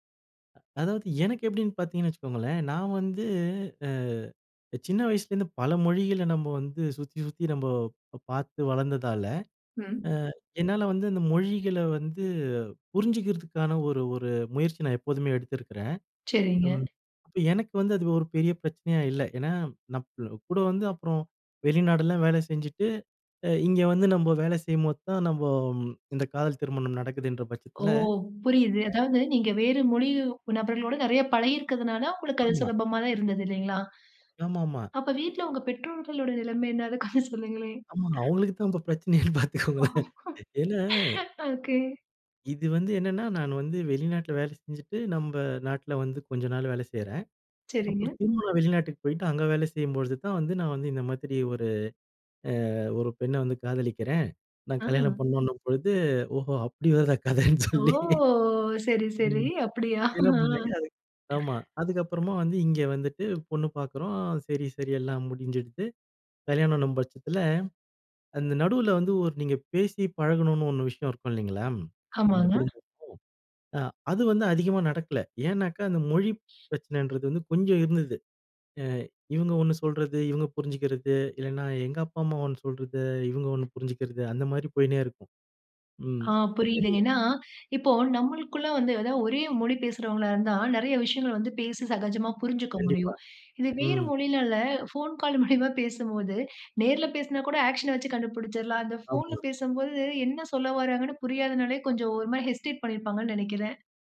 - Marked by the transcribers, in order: laughing while speaking: "என்ன? அத சொல்லுங்களேன்"; unintelligible speech; laughing while speaking: "இப்போ பிரச்சனையானு பார்த்துககோங்களன்"; laugh; drawn out: "அ"; surprised: "ஓ!"; laughing while speaking: "கதைன்னு சொல்லி"; laughing while speaking: "அப்படியா? ஆ"; other noise; other background noise; blowing; unintelligible speech; in English: "ஹெஸ்டேட்"
- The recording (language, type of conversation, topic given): Tamil, podcast, மொழி வேறுபாடு காரணமாக அன்பு தவறாகப் புரிந்து கொள்ளப்படுவதா? உதாரணம் சொல்ல முடியுமா?